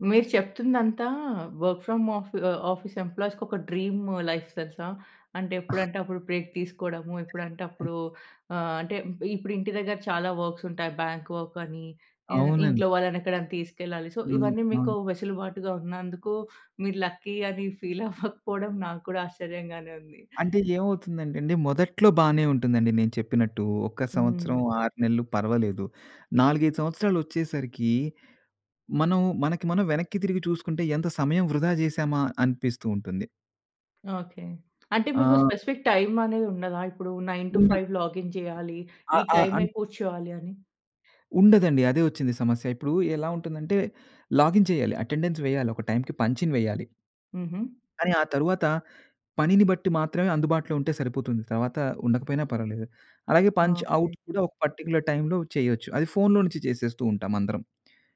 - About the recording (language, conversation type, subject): Telugu, podcast, రిమోట్ వర్క్‌కు మీరు ఎలా అలవాటుపడ్డారు, దానికి మీ సూచనలు ఏమిటి?
- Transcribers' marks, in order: in English: "వర్క్ ఫ్రామ్"; in English: "ఆఫీస్ ఎంప్లాయీస్‌కి"; in English: "లైఫ్"; other noise; in English: "బ్రేక్"; other background noise; in English: "వర్క్స్"; in English: "బాంక్ వర్క్"; in English: "సో"; in English: "లక్కీ"; in English: "ఫీల్"; in English: "స్పెసిఫిక్ టైం"; in English: "నైన్ టూ ఫైవ్ లాగిన్"; in English: "లాగిన్"; in English: "అటెండెన్స్"; in English: "పంచిన్"; in English: "పంచ్ ఔట్"; in English: "పర్టిక్యులర్"